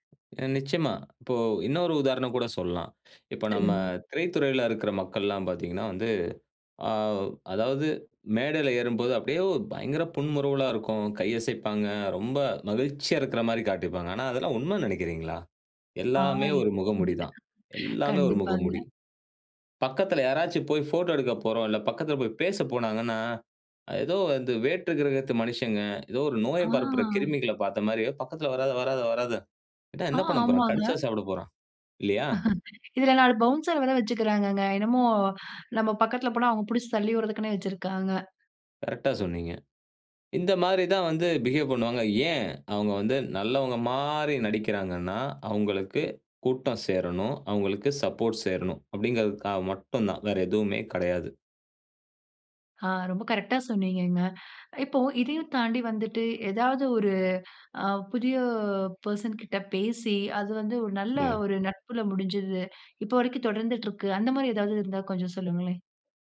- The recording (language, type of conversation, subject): Tamil, podcast, புதியவர்களுடன் முதலில் நீங்கள் எப்படி உரையாடலை ஆரம்பிப்பீர்கள்?
- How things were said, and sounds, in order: other noise; unintelligible speech; chuckle; "போறோம்" said as "போறான்"; chuckle